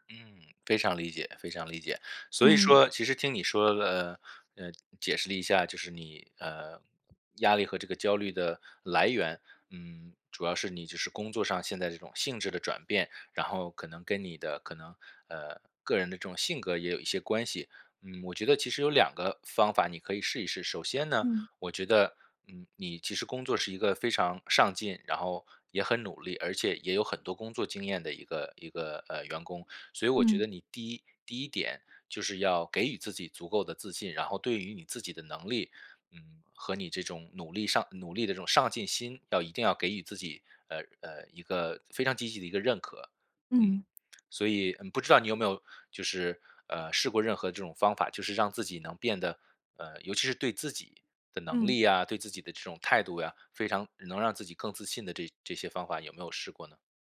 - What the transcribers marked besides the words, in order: none
- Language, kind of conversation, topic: Chinese, advice, 如何才能更好地应对并缓解我在工作中难以控制的压力和焦虑？